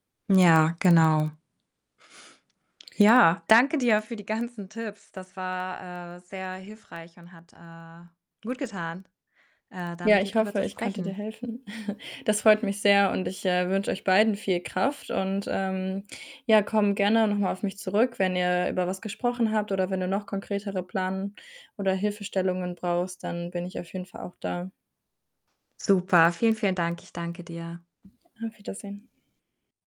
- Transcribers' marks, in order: distorted speech; other background noise; static; chuckle
- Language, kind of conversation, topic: German, advice, Wie kann ich mit Überarbeitung und einem drohenden Burnout durch lange Startup-Phasen umgehen?